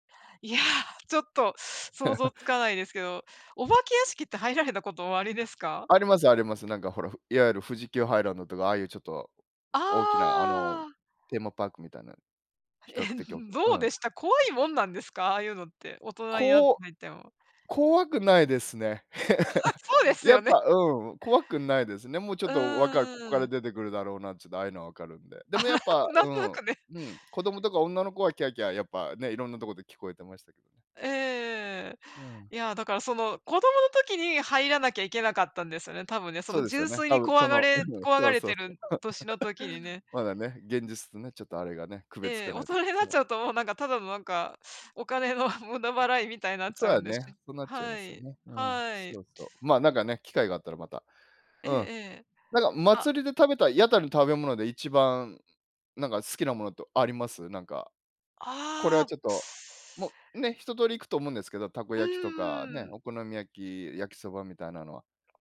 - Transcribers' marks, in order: laugh; laugh; laugh; laugh
- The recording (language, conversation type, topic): Japanese, unstructured, 祭りに行った思い出はありますか？